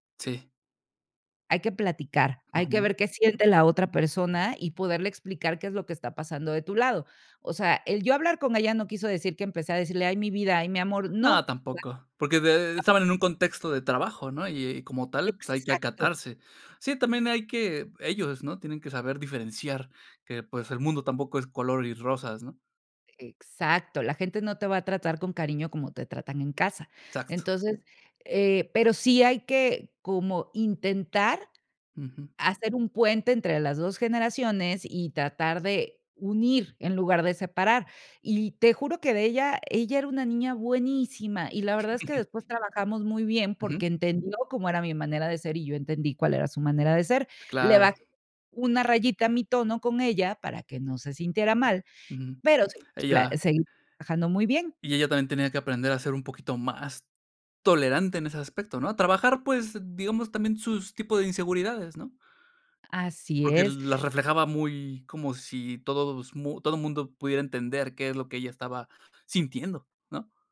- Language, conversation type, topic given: Spanish, podcast, ¿Qué consejos darías para llevarse bien entre generaciones?
- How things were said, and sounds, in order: other background noise; unintelligible speech; chuckle